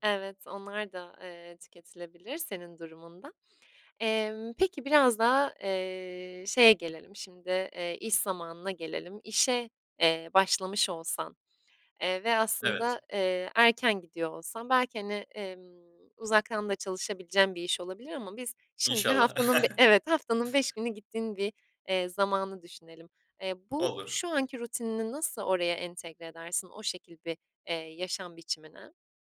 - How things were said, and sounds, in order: chuckle; tapping
- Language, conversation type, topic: Turkish, podcast, Sabah rutinin gününü nasıl etkiliyor, anlatır mısın?